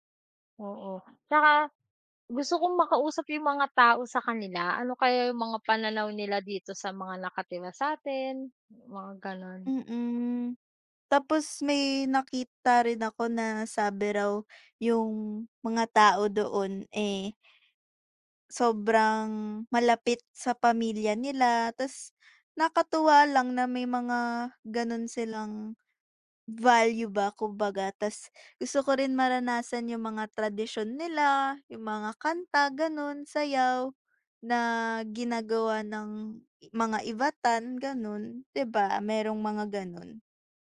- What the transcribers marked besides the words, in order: other background noise; tapping
- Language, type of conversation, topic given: Filipino, unstructured, Paano nakaaapekto ang heograpiya ng Batanes sa pamumuhay ng mga tao roon?